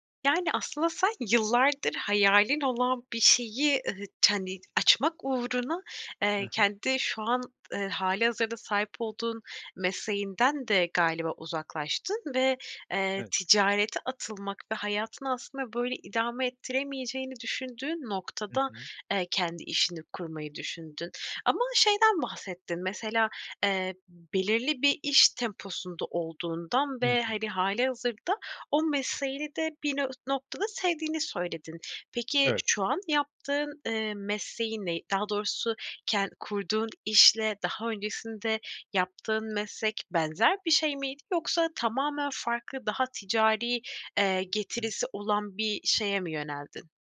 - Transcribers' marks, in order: other background noise
- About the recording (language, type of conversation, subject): Turkish, podcast, Kendi işini kurmayı hiç düşündün mü? Neden?